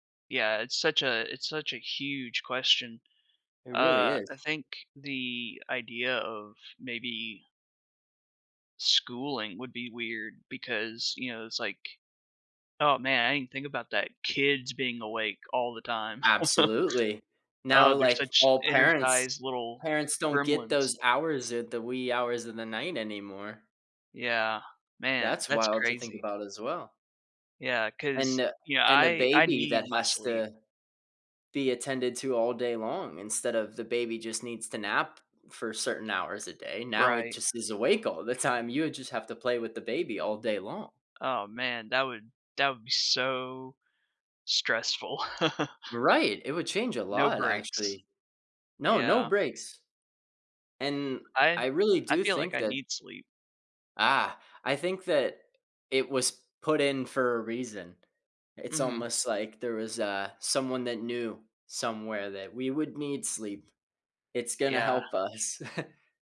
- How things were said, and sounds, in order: tapping; chuckle; other background noise; laughing while speaking: "time"; stressed: "so"; chuckle; laughing while speaking: "us"; chuckle
- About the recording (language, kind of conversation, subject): English, unstructured, How would you prioritize your day without needing to sleep?